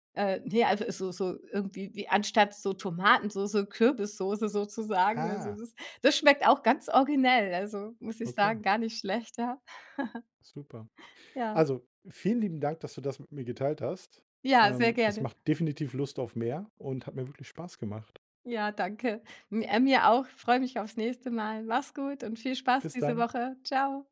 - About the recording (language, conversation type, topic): German, podcast, Was ist dein liebstes Wohlfühlessen?
- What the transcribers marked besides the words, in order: chuckle; other background noise